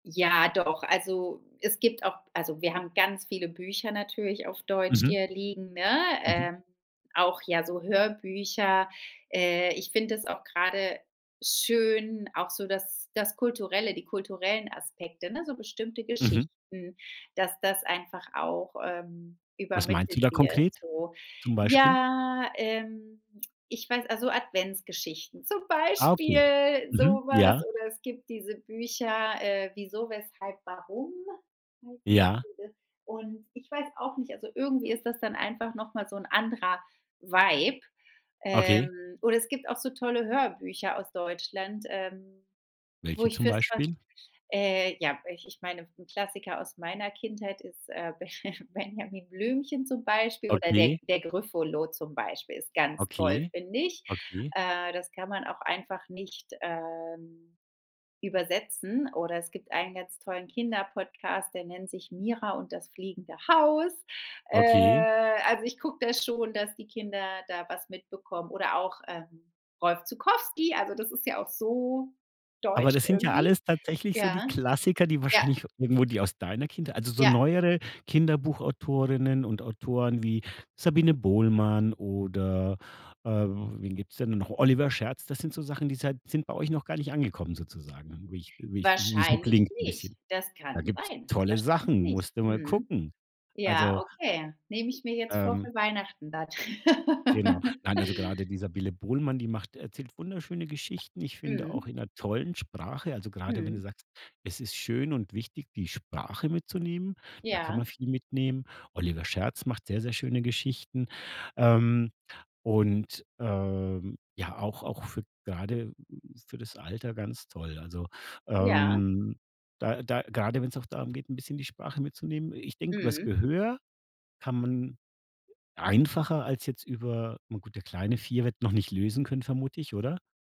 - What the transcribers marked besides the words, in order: drawn out: "Ja"; unintelligible speech; in English: "Vibe"; laughing while speaking: "Benja"; drawn out: "ähm"; other background noise; laugh
- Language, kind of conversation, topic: German, podcast, Wie prägt das Mischen verschiedener Sprachen deinen Alltag?